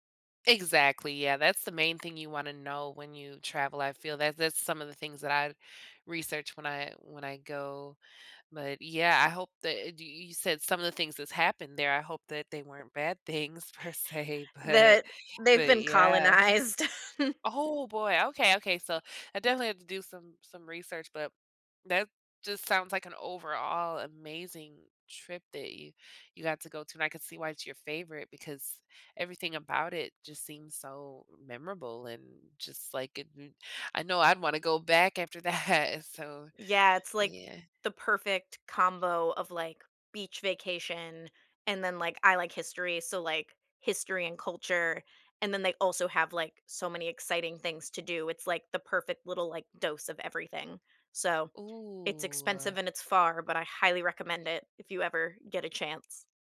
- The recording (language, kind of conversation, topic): English, unstructured, What is your favorite place you have ever traveled to?
- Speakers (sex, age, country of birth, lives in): female, 30-34, United States, United States; female, 30-34, United States, United States
- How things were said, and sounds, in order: laughing while speaking: "things per se, but"; laughing while speaking: "colonized"; chuckle; tapping; laughing while speaking: "that"; drawn out: "Ooh"